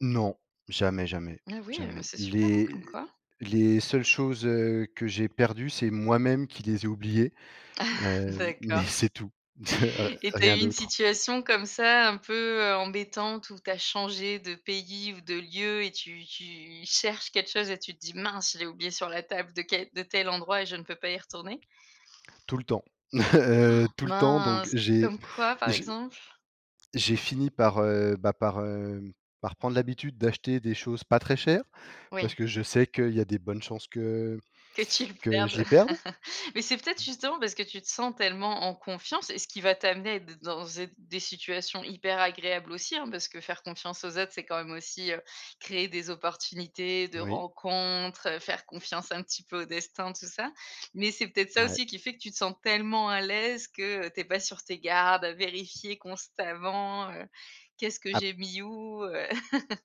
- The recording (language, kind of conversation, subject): French, podcast, Comment gères-tu ta sécurité quand tu voyages seul ?
- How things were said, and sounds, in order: chuckle; stressed: "c'est tout"; chuckle; chuckle; inhale; stressed: "Mince"; stressed: "chères"; chuckle; stressed: "rencontres"; chuckle